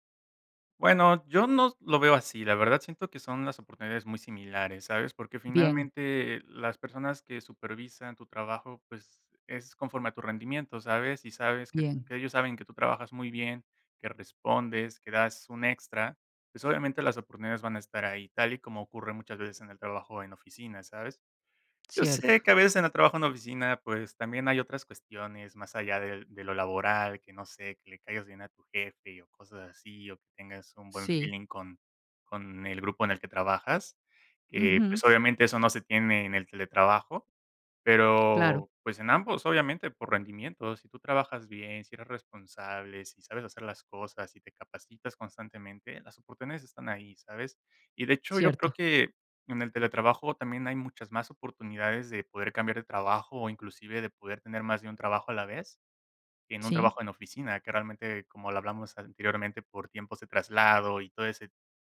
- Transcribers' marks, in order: tapping; in English: "feeling"
- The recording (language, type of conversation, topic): Spanish, podcast, ¿Qué opinas del teletrabajo frente al trabajo en la oficina?